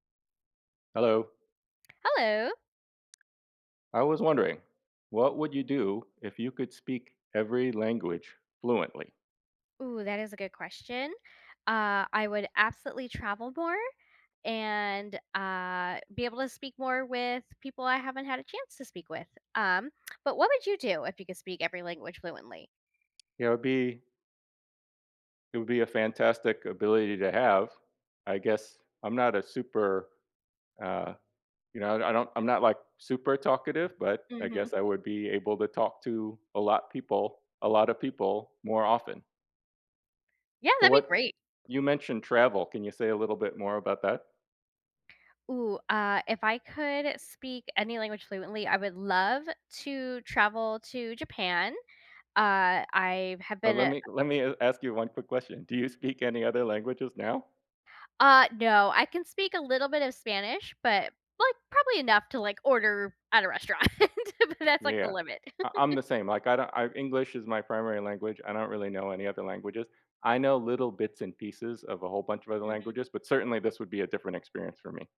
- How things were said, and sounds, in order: tapping; other background noise; laughing while speaking: "do you speak"; laughing while speaking: "restaurant, but that's"; laugh
- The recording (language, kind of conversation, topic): English, unstructured, What would you do if you could speak every language fluently?